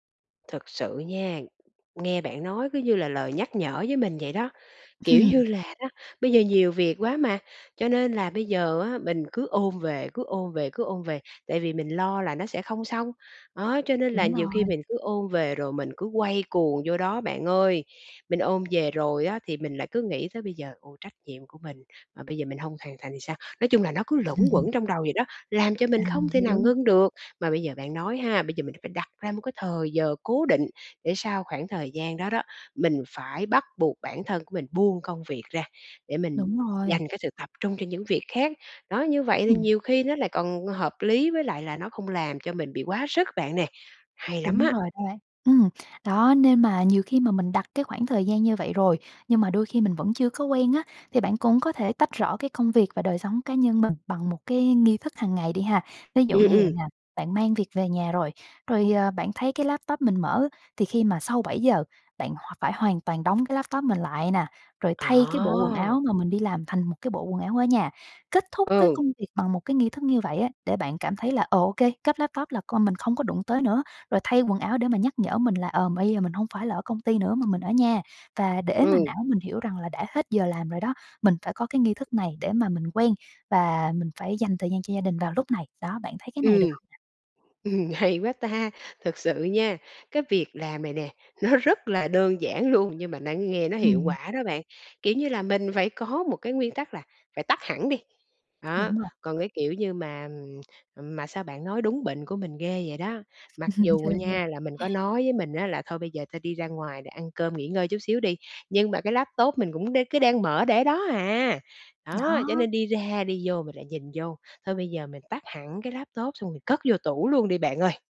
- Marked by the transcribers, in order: tapping; other background noise; chuckle; laughing while speaking: "Ừm, hay"; laughing while speaking: "nó"; laughing while speaking: "luôn"; chuckle
- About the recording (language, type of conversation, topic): Vietnamese, advice, Làm sao để cân bằng thời gian giữa công việc và cuộc sống cá nhân?